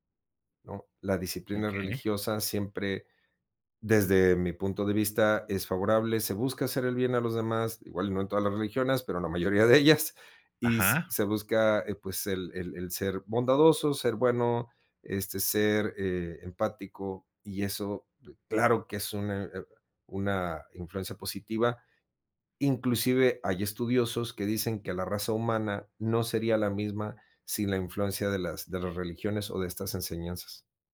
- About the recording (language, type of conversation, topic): Spanish, podcast, ¿Qué papel tienen las personas famosas en la cultura?
- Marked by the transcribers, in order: laughing while speaking: "de ellas"